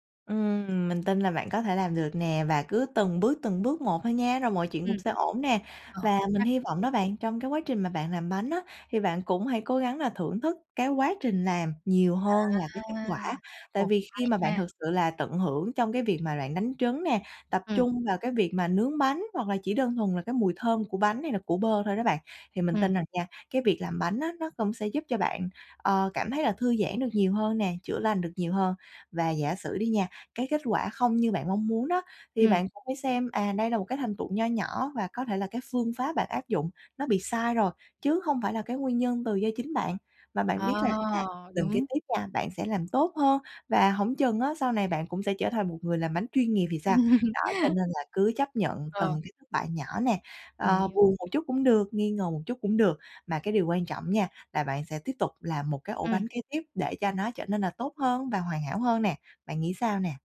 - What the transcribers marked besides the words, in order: tapping; other background noise; laugh
- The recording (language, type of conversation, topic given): Vietnamese, advice, Làm sao để chấp nhận thất bại và tiếp tục cố gắng?